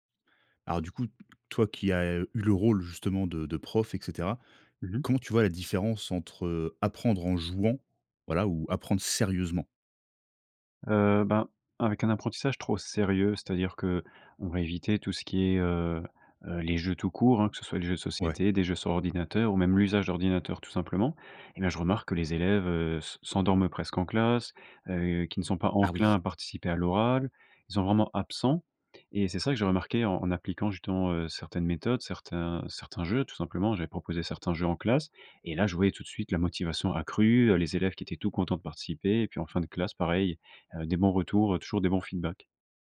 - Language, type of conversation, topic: French, podcast, Comment le jeu peut-il booster l’apprentissage, selon toi ?
- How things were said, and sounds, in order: tapping; stressed: "sérieusement"; stressed: "sérieux"; in English: "feedbacks"